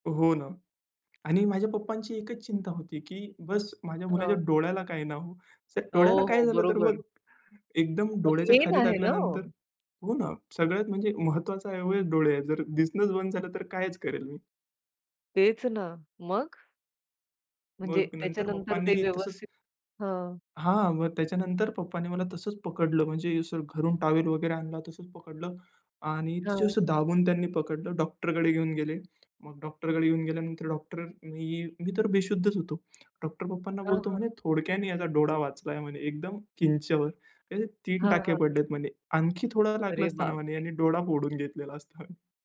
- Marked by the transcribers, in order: tapping; in English: "मेन"; other background noise
- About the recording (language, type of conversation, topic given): Marathi, podcast, लहानपणी तुला सर्वात जास्त कोणता खेळ आवडायचा?